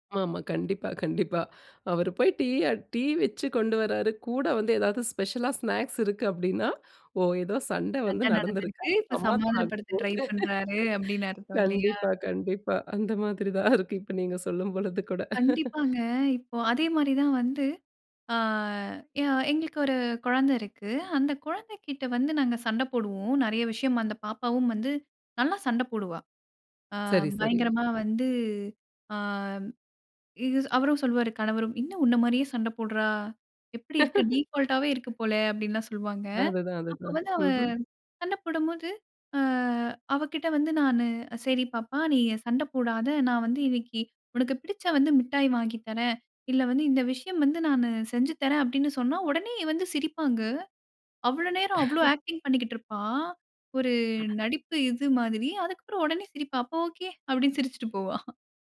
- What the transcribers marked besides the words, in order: other background noise; laugh; laughing while speaking: "கண்டிப்பா, கண்டிப்பா. அந்த மாதிரி தான் இருக்கு, இப்ப நீங்க சொல்லும் பொழுது கூட"; chuckle; in English: "டிஃபால்ட்"; chuckle; other noise; in English: "ஆக்டிங்"; chuckle; chuckle
- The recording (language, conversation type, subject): Tamil, podcast, ஓர் சண்டைக்குப் பிறகு வரும் ‘மன்னிப்பு உணவு’ பற்றி சொல்ல முடியுமா?